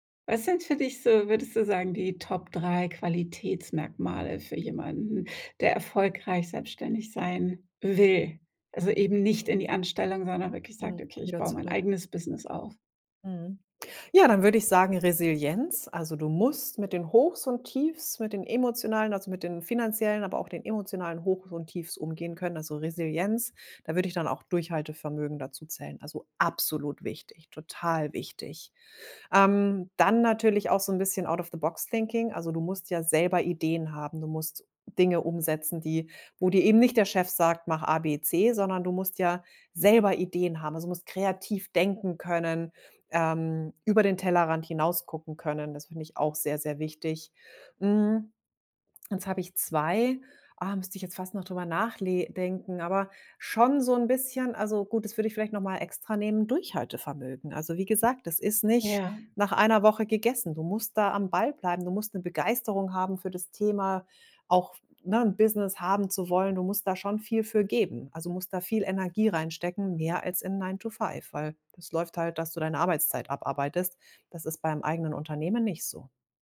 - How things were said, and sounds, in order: stressed: "absolut"; in English: "Out of the Box Thinking"; in English: "nine to five"
- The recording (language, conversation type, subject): German, podcast, Welchen Rat würdest du Anfängerinnen und Anfängern geben, die gerade erst anfangen wollen?